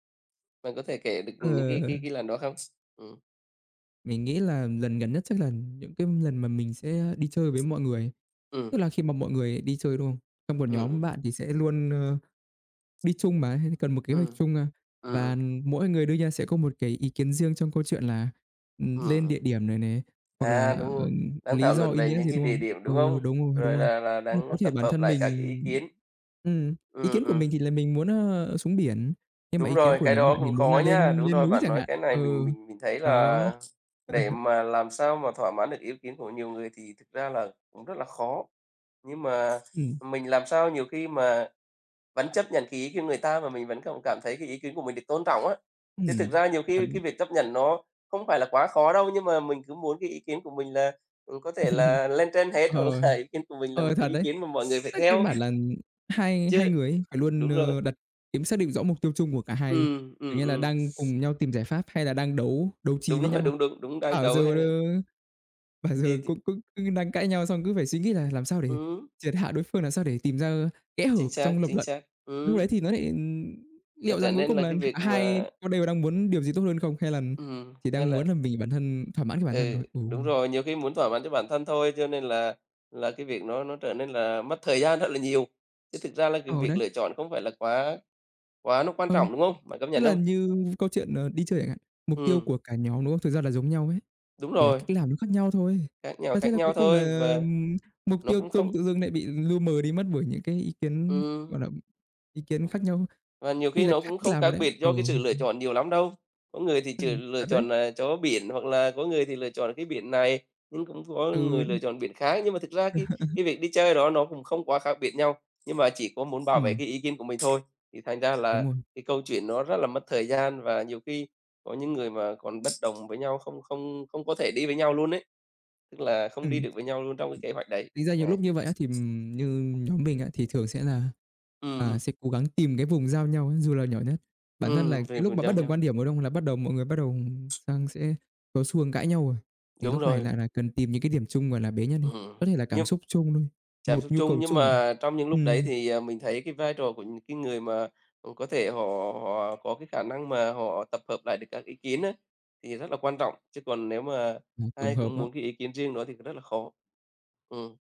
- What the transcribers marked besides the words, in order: tapping; other background noise; chuckle; chuckle; laughing while speaking: "hoặc là"; other noise; laughing while speaking: "rồi"; laughing while speaking: "bảo giờ"; chuckle; drawn out: "họ"
- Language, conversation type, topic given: Vietnamese, unstructured, Khi hai người không đồng ý, làm sao để tìm được điểm chung?